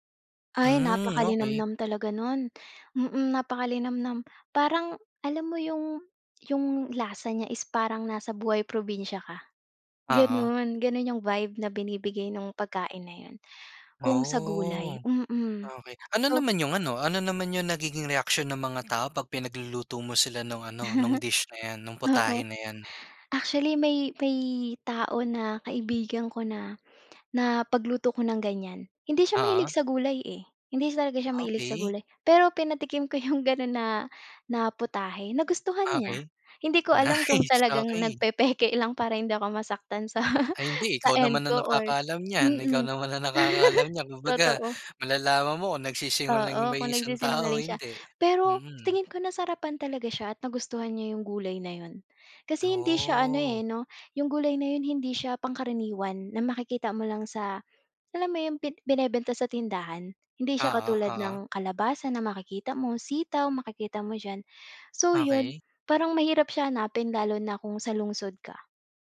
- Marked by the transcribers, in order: tapping; other background noise; chuckle; scoff; snort; laughing while speaking: "sa"; giggle; drawn out: "Oh"
- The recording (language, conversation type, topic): Filipino, podcast, Ano ang paborito mong pagkaing pampagaan ng loob, at bakit?